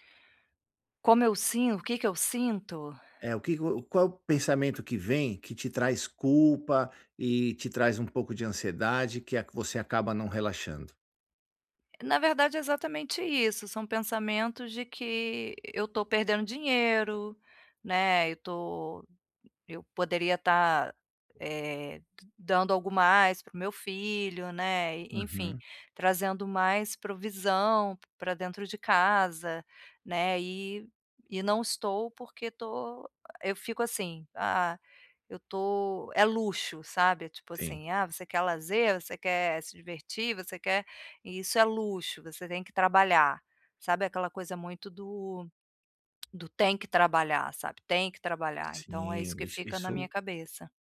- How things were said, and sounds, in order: tapping; tongue click
- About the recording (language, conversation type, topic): Portuguese, advice, Como lidar com a culpa ou a ansiedade ao dedicar tempo ao lazer?